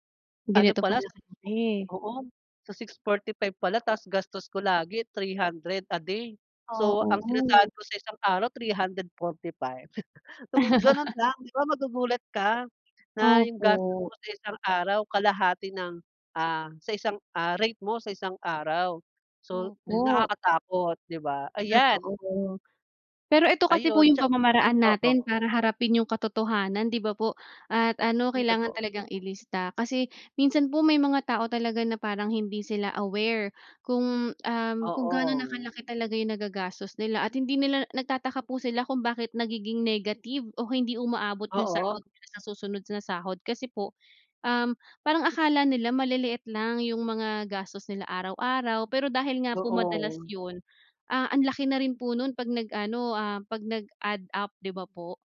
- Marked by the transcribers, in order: laugh
- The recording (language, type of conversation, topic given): Filipino, unstructured, Bakit parang mahirap mag-ipon kahit may kita?